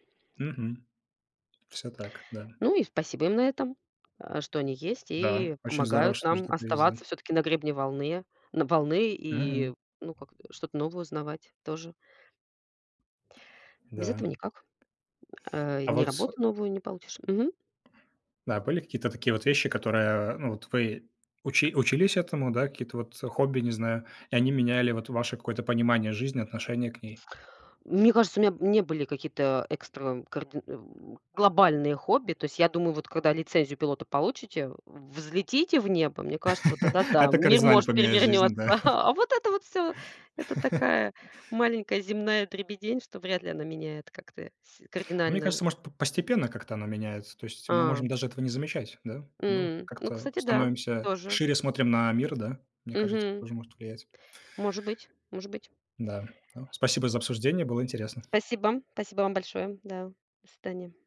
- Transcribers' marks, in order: other background noise; tapping; laugh; laughing while speaking: "Да"; chuckle
- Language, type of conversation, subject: Russian, unstructured, Чему новому ты хотел бы научиться в свободное время?